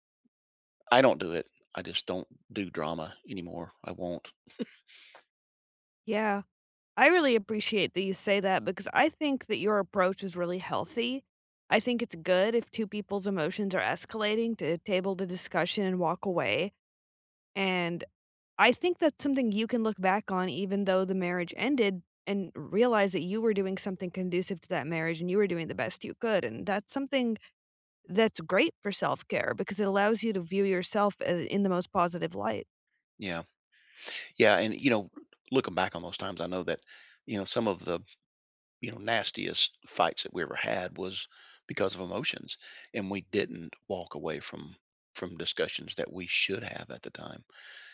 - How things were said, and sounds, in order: chuckle; other background noise
- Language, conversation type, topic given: English, unstructured, How do you practice self-care in your daily routine?